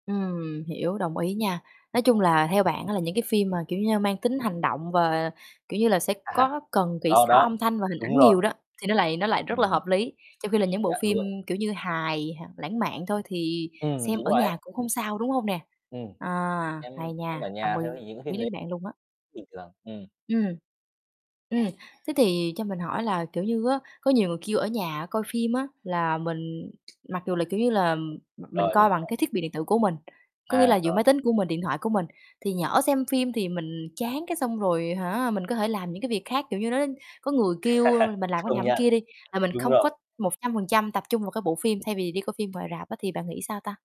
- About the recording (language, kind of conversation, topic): Vietnamese, podcast, Bạn nghĩ sao về việc xem phim trực tuyến thay vì ra rạp?
- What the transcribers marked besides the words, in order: distorted speech; laughing while speaking: "À"; tapping; static; unintelligible speech; other background noise; unintelligible speech; unintelligible speech; "làm" said as "nàm"; laugh